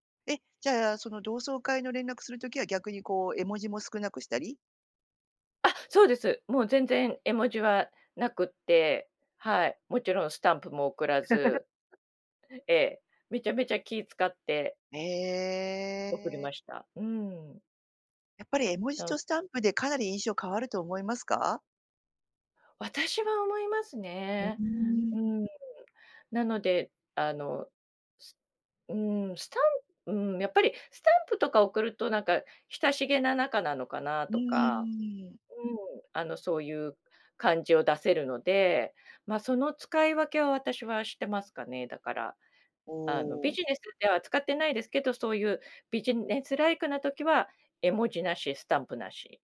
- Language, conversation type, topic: Japanese, podcast, SNSでの言葉づかいには普段どのくらい気をつけていますか？
- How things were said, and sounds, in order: laugh